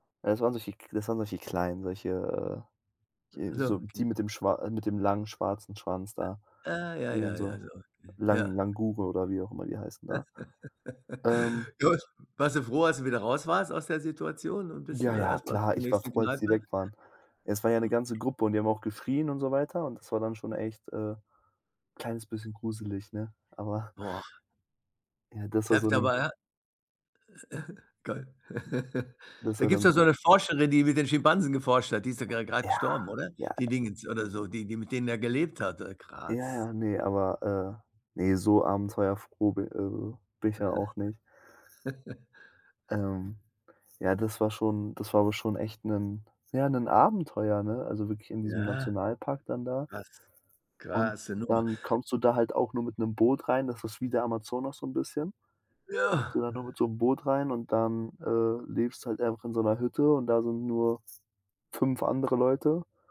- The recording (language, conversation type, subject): German, podcast, Erzählst du von einem Abenteuer, das du allein gewagt hast?
- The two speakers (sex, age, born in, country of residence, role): male, 20-24, Germany, Germany, guest; male, 70-74, Germany, Germany, host
- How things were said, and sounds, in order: other background noise; laugh; snort; giggle; tapping; chuckle